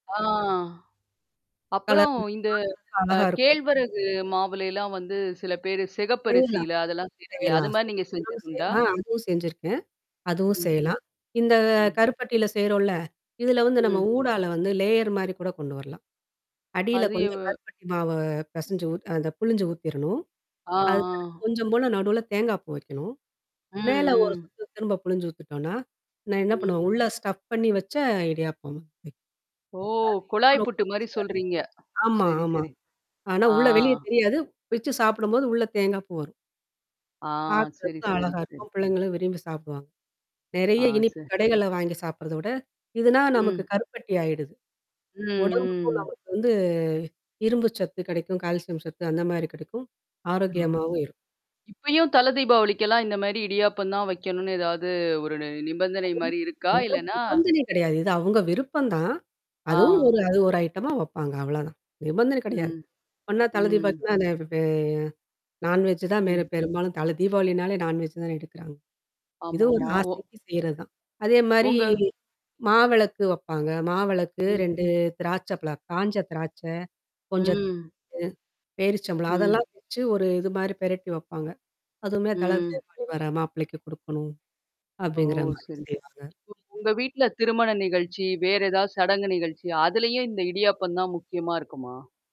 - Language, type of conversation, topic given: Tamil, podcast, உங்கள் பாரம்பரிய உணவுகளில் உங்களுக்குப் பிடித்த ஒரு இதமான உணவைப் பற்றி சொல்ல முடியுமா?
- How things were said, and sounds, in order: distorted speech; other noise; static; unintelligible speech; other background noise; unintelligible speech; unintelligible speech; in English: "லேயர்"; tapping; in English: "ஸ்டப்"; drawn out: "ஆ"; mechanical hum; unintelligible speech